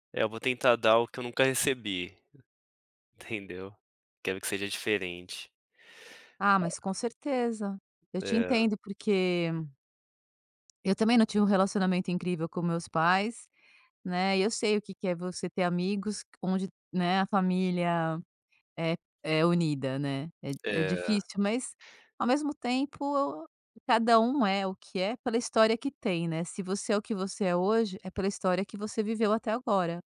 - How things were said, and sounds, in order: tapping; other background noise
- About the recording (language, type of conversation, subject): Portuguese, podcast, Qual foi o momento que te ensinou a valorizar as pequenas coisas?